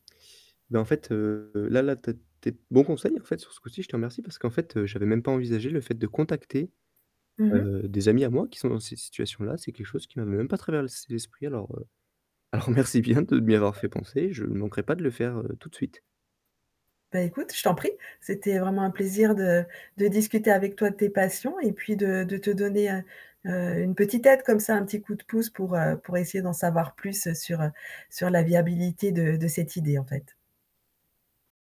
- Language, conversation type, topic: French, advice, Comment puis-je choisir entre suivre ma passion et préserver ma sécurité financière ?
- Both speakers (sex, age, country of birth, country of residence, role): female, 55-59, France, France, advisor; male, 20-24, France, France, user
- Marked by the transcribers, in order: static; distorted speech; "traversé" said as "traverlsé"; laughing while speaking: "alors merci bien"; other noise